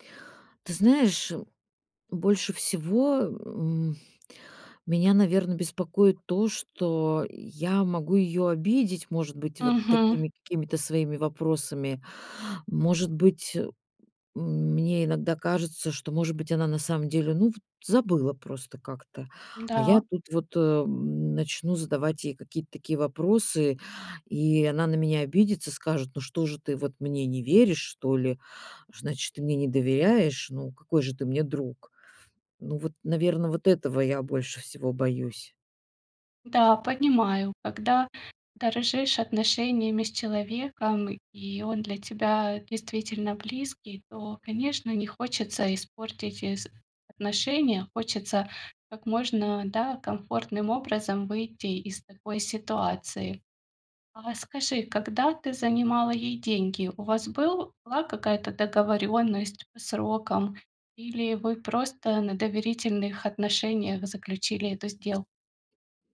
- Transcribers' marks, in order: other background noise; tapping; "была" said as "былла"
- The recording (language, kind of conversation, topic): Russian, advice, Как начать разговор о деньгах с близкими, если мне это неудобно?